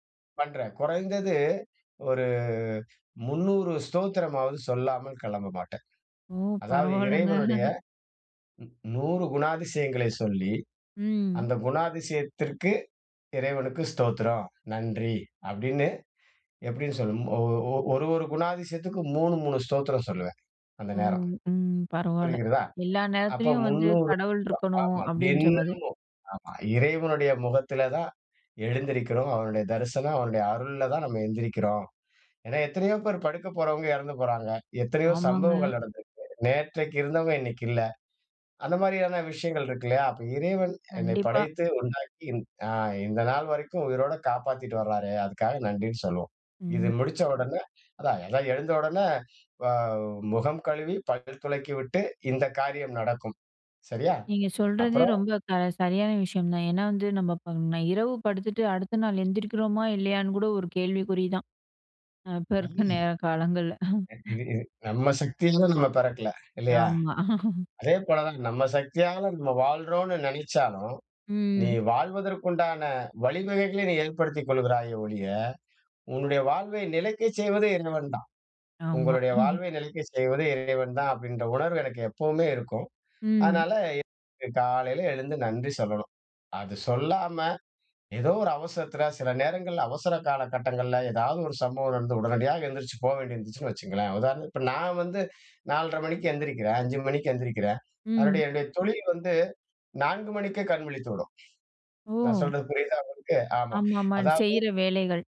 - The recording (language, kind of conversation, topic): Tamil, podcast, உங்கள் வீட்டில் காலை வழக்கம் எப்படி இருக்கிறது?
- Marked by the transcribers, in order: chuckle; other background noise; laughing while speaking: "இப்ப இருக்க நேர காலங்கள்ல"; chuckle; chuckle